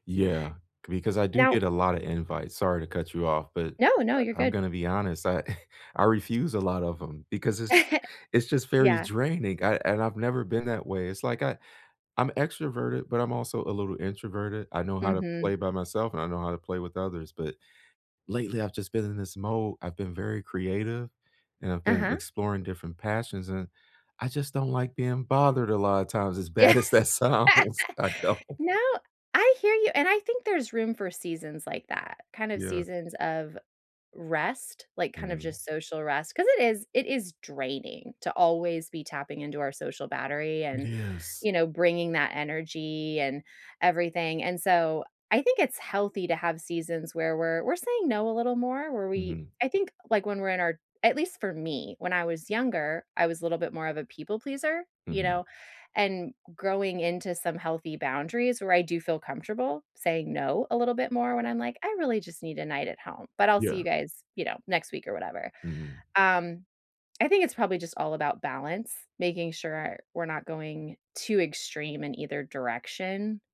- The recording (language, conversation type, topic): English, unstructured, What helps people cope with losing someone?
- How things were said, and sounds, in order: chuckle; laugh; laughing while speaking: "Yeah"; laugh; laughing while speaking: "bad as that sounds. I don't"